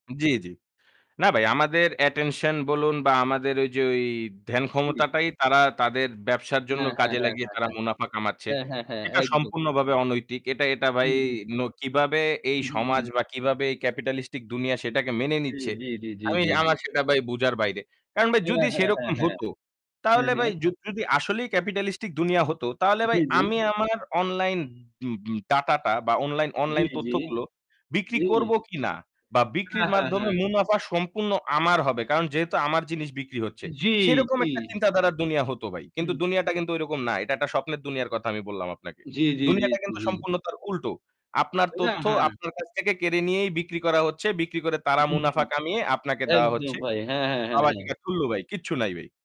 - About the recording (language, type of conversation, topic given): Bengali, unstructured, তুমি কীভাবে প্রযুক্তির সাহায্যে নিজের কাজ সহজ করো?
- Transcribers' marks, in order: static; "ভাই" said as "বাই"; in English: "ক্যাপিটালিস্টিক"; "বোঝার" said as "বুজার"; in English: "ক্যাপিটালিস্টিক"; tapping; horn; "ধারার" said as "দারার"; other background noise; unintelligible speech